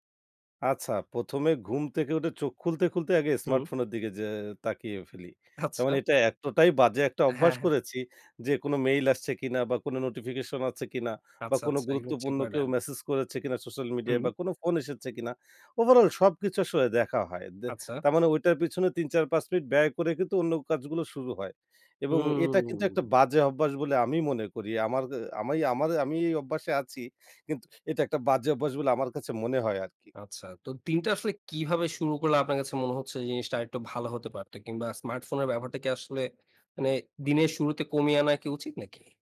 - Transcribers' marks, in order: laughing while speaking: "আচ্ছা"; drawn out: "হুম"
- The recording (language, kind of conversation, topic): Bengali, podcast, স্মার্টফোন আপনার দৈনন্দিন জীবন কীভাবে বদলে দিয়েছে?